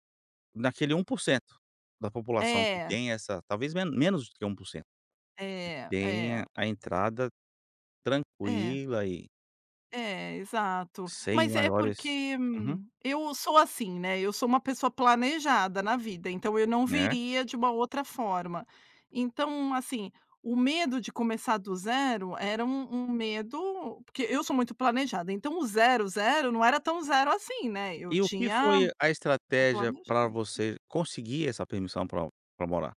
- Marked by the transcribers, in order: none
- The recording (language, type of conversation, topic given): Portuguese, podcast, Como você lidou com o medo de começar do zero?